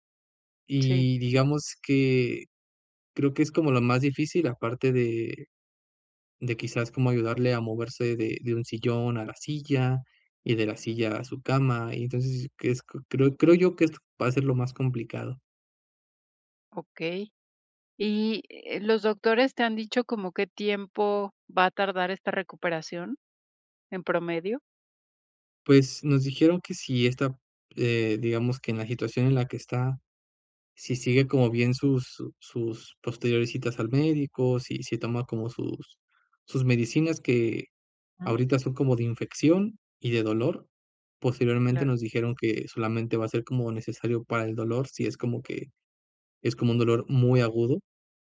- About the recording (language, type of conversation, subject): Spanish, advice, ¿Cómo puedo organizarme para cuidar de un familiar mayor o enfermo de forma repentina?
- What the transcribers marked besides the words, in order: none